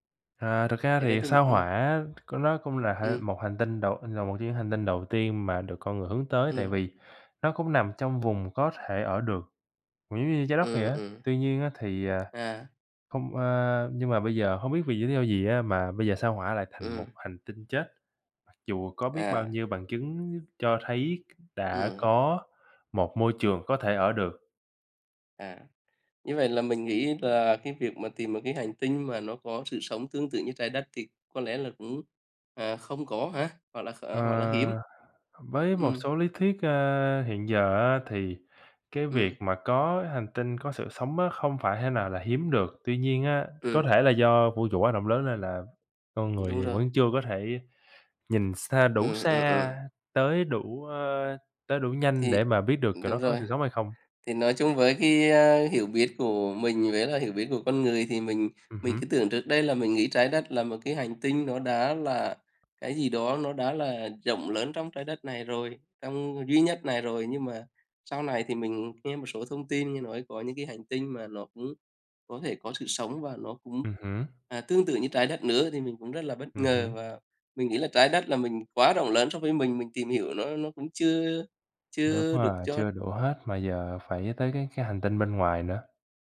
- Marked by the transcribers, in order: tapping; other background noise
- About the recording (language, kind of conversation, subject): Vietnamese, unstructured, Bạn có ngạc nhiên khi nghe về những khám phá khoa học liên quan đến vũ trụ không?